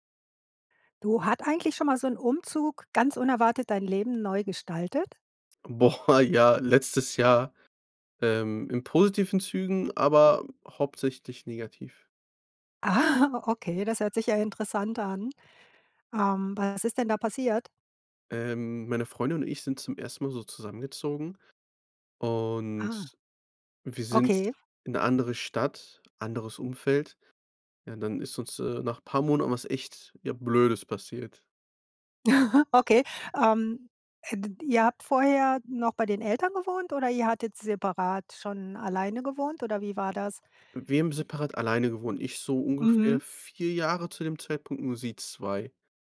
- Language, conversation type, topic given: German, podcast, Wann hat ein Umzug dein Leben unerwartet verändert?
- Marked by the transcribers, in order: laughing while speaking: "Boah, ja"; laughing while speaking: "Ah, okay"; chuckle